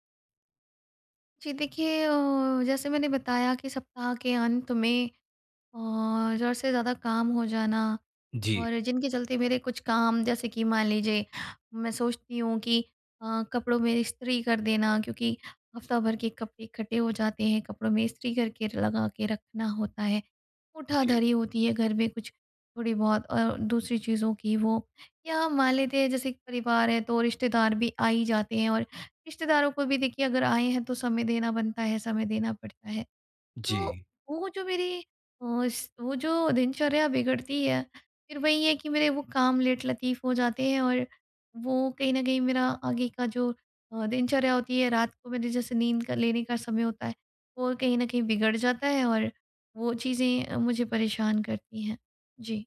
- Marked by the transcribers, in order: none
- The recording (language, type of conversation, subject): Hindi, advice, मैं रोज़ एक स्थिर दिनचर्या कैसे बना सकता/सकती हूँ और उसे बनाए कैसे रख सकता/सकती हूँ?